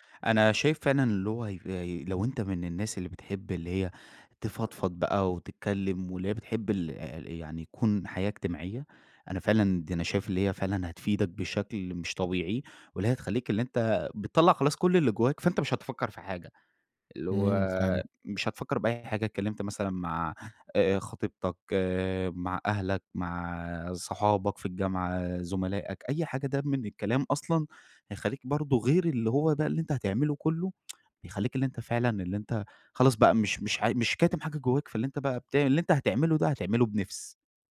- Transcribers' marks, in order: tsk; tapping
- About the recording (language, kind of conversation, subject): Arabic, advice, إزاي أعبّر عن إحساسي بالتعب واستنزاف الإرادة وعدم قدرتي إني أكمل؟